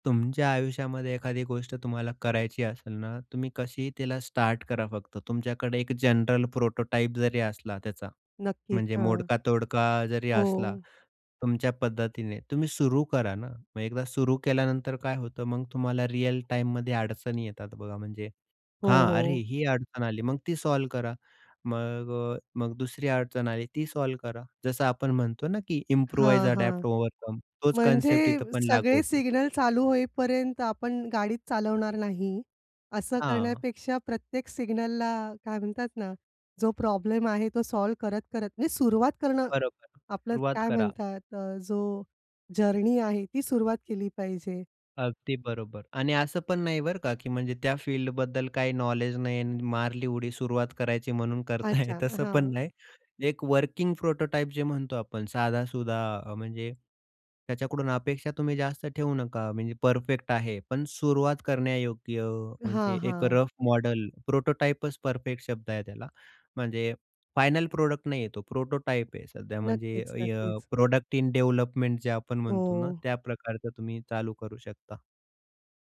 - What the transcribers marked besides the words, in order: in English: "प्रोटोटाइप"; tapping; other background noise; in English: "सॉल्व्ह"; in English: "सॉल्व्ह"; in English: "इम्प्रूवाइज अडॅप्ट ओव्हरकम"; in English: "सॉल्व्ह"; in English: "जर्नी"; laughing while speaking: "करताय"; in English: "वर्किंग प्रोटोटाइप"; in English: "प्रोटोटाइपच"; in English: "प्रॉडक्ट"; in English: "प्रोटोटाइप"; in English: "प्रॉडक्ट इन डेव्हलपमेंट"
- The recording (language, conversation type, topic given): Marathi, podcast, निर्णय घ्यायला तुम्ही नेहमी का अडकता?